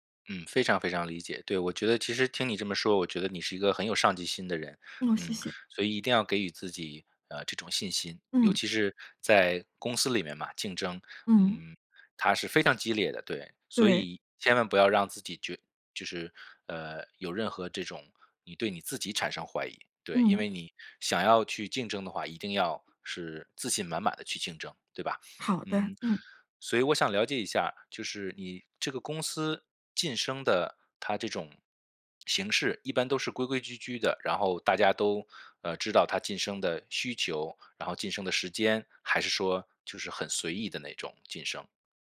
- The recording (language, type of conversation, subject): Chinese, advice, 在竞争激烈的情况下，我该如何争取晋升？
- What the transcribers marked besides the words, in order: none